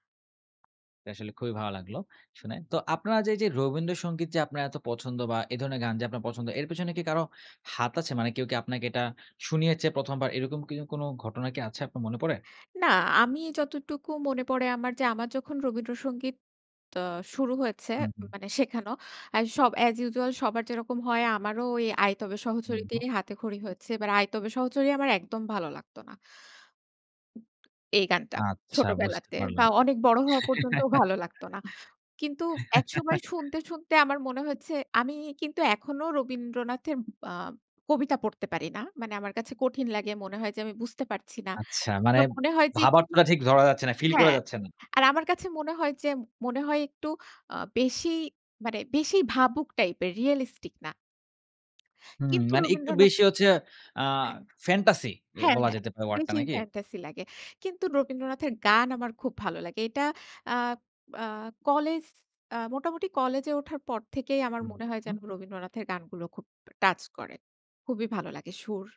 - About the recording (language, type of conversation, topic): Bengali, podcast, তুমি তোমার জীবনের সাউন্ডট্র্যাককে কীভাবে বর্ণনা করবে?
- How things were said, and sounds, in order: tapping; "কি" said as "কিনো"; laugh; in English: "রিয়ালিস্টিক"